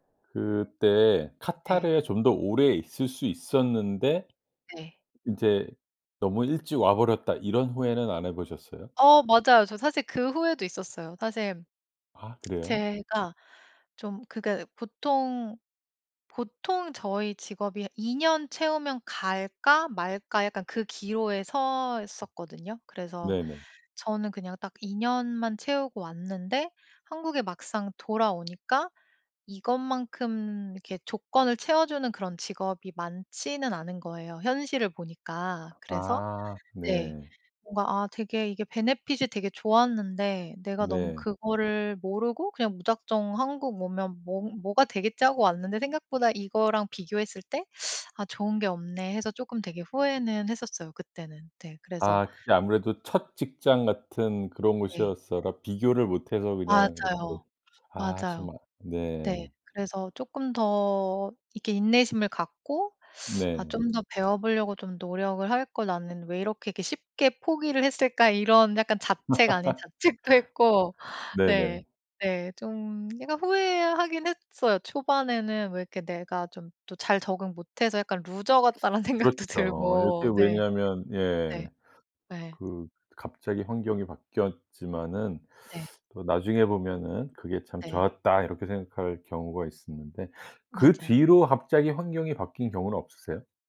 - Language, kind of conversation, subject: Korean, podcast, 갑자기 환경이 바뀌었을 때 어떻게 적응하셨나요?
- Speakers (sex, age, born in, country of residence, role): female, 40-44, South Korea, United States, guest; male, 55-59, South Korea, United States, host
- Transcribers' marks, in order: other background noise; lip smack; tapping; in English: "베네핏이"; laugh; laughing while speaking: "자책도 했고"; laughing while speaking: "생각도 들고"